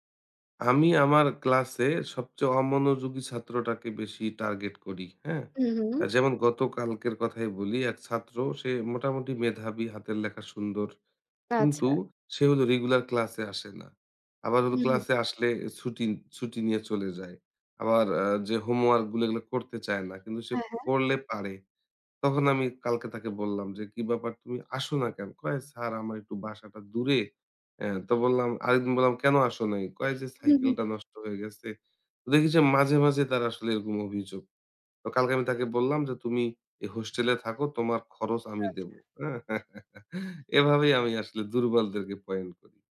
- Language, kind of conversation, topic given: Bengali, podcast, আপনার জীবনে কোনো শিক্ষক বা পথপ্রদর্শকের প্রভাবে আপনি কীভাবে বদলে গেছেন?
- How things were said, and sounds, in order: chuckle; "পয়েন্ট" said as "পয়েন"